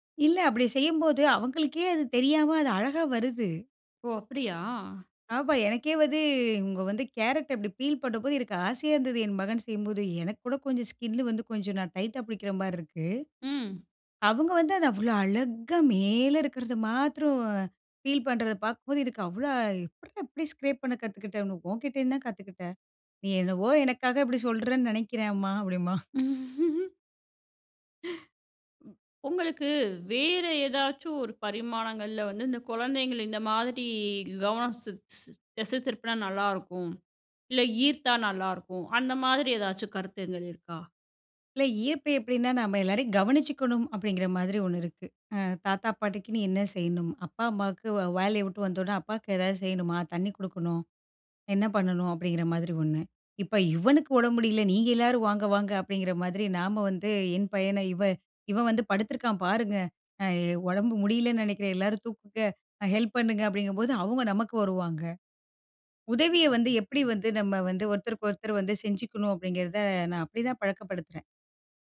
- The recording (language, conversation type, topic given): Tamil, podcast, குழந்தைகள் அருகில் இருக்கும்போது அவர்களின் கவனத்தை வேறு விஷயத்திற்குத் திருப்புவது எப்படி?
- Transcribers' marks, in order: surprised: "ஓ! அப்டியா?"; in English: "பீல்"; in English: "ஸ்கின்"; in English: "பீல்"; in English: "ஸ்க்ரேப்"; chuckle; snort; anticipating: "ம். உங்களுக்கு, வேற ஏதாச்சும் ஒரு … எதாச்சும் கருத்துங்கள் இருக்கா?"